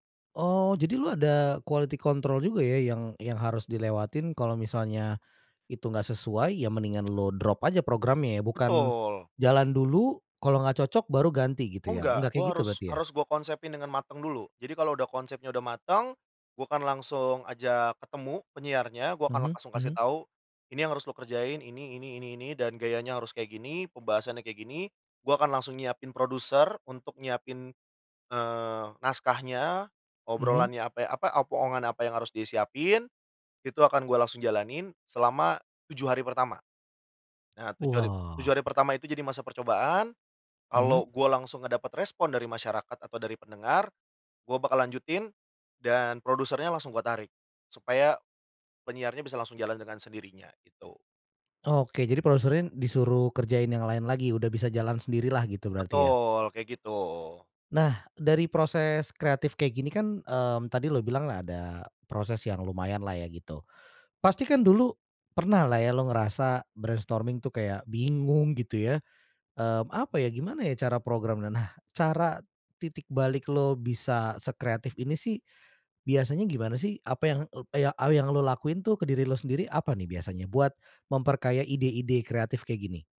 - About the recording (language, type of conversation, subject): Indonesian, podcast, Bagaimana kamu menemukan suara atau gaya kreatifmu sendiri?
- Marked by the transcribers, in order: in English: "quality control"; "omongan" said as "opongan"; in English: "brainstorming"